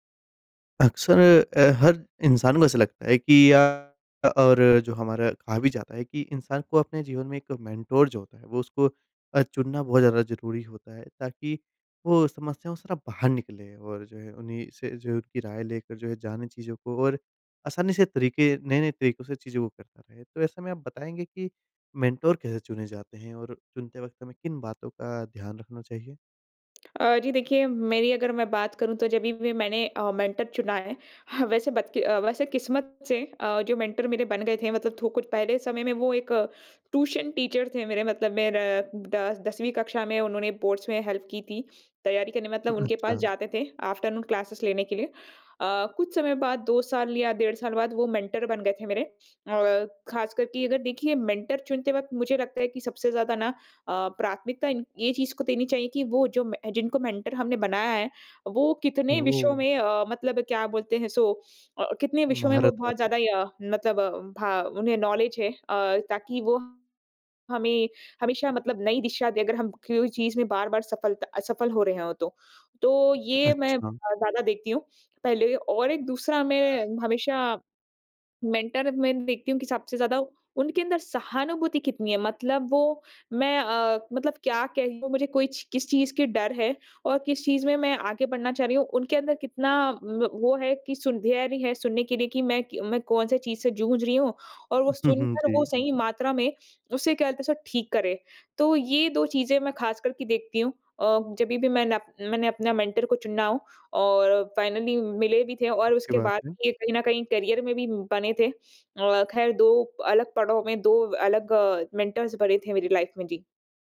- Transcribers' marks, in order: in English: "मेंटोर"; in English: "मेंटोर"; lip smack; in English: "मेंटर"; in English: "मेंटर"; in English: "टीचर"; in English: "बोर्ड्स"; in English: "हेल्प"; in English: "आफ्टरनून क्लासेस"; in English: "मेंटर"; in English: "मेंटर"; in English: "मेंटर"; in English: "नॉलेज"; other background noise; in English: "मेंटर"; in English: "मेंटर"; in English: "फाइनली"; in English: "करियर"; in English: "मेंटर्स"; in English: "लाइफ"
- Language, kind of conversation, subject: Hindi, podcast, मेंटर चुनते समय आप किन बातों पर ध्यान देते हैं?